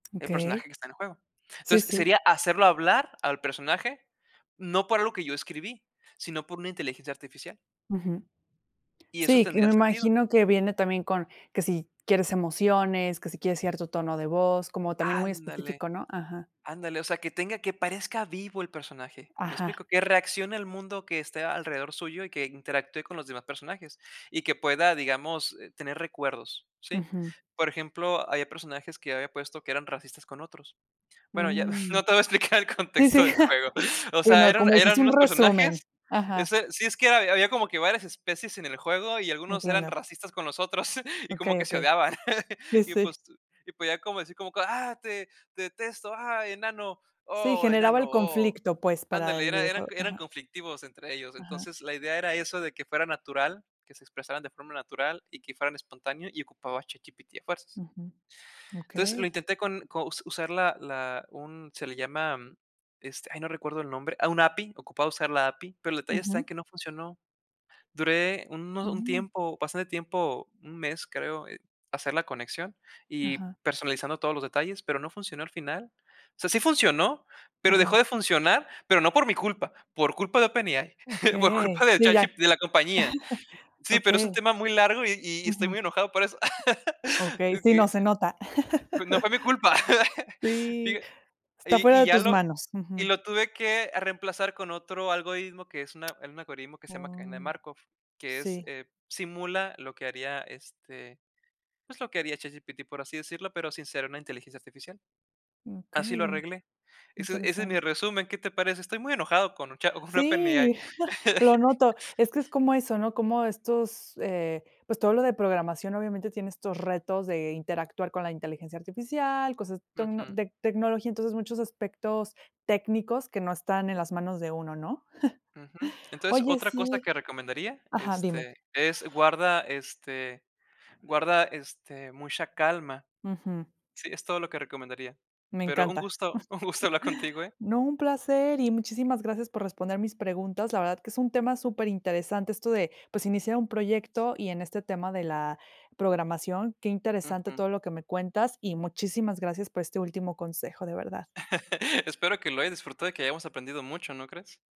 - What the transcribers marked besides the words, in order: tapping; chuckle; laughing while speaking: "no te voy explicar el contexto del juego"; chuckle; other background noise; chuckle; giggle; laughing while speaking: "por culpa de ChatG"; chuckle; laugh; chuckle; laugh; chuckle; laughing while speaking: "un gusto hablar contigo"; laugh; laugh
- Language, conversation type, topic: Spanish, podcast, ¿Qué proyecto pequeño recomiendas para empezar con el pie derecho?